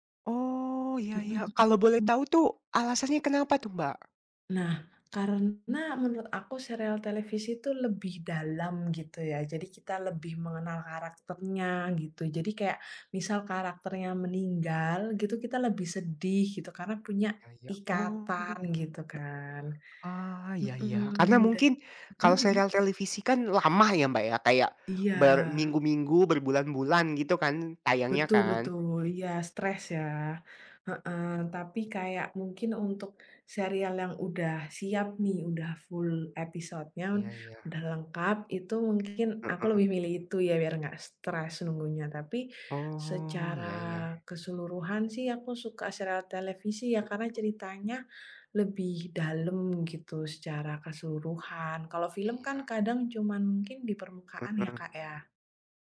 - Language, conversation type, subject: Indonesian, unstructured, Apa yang lebih Anda nikmati: menonton serial televisi atau film?
- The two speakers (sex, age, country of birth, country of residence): female, 25-29, Indonesia, Indonesia; male, 20-24, Indonesia, Germany
- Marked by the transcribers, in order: other background noise